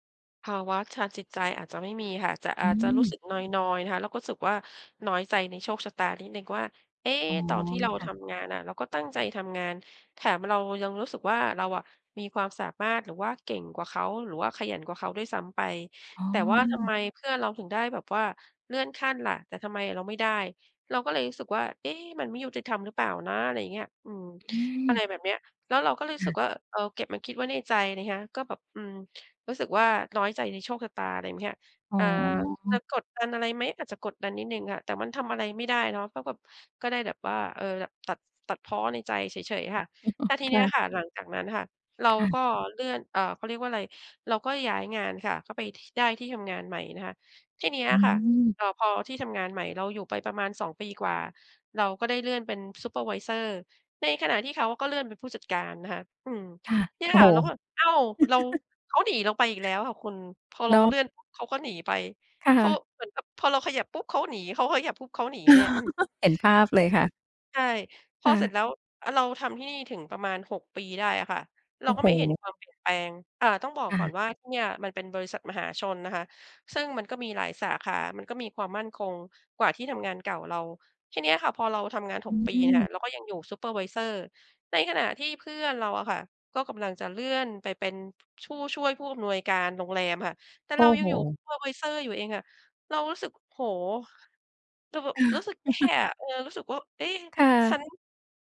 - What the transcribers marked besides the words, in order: chuckle; chuckle; other noise; chuckle; chuckle
- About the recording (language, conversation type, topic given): Thai, advice, ฉันควรทำอย่างไรเมื่อชอบเปรียบเทียบตัวเองกับคนอื่นและกลัวว่าจะพลาดสิ่งดีๆ?